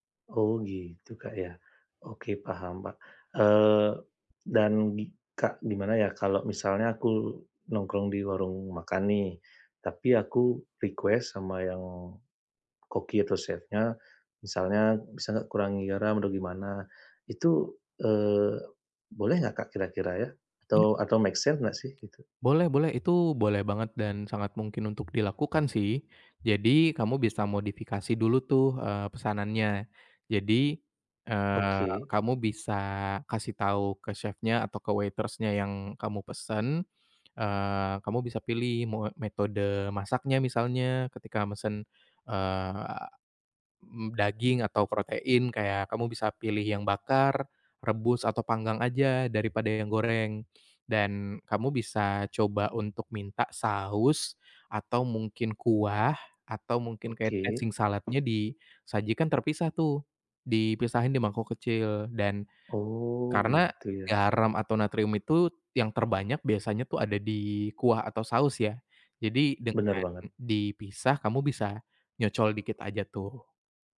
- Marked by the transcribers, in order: in English: "request"; in English: "make sense"; other noise; in English: "waitress-nya"; in English: "dressing salad-nya"; tapping
- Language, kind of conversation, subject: Indonesian, advice, Bagaimana saya bisa tetap menjalani pola makan sehat saat makan di restoran bersama teman?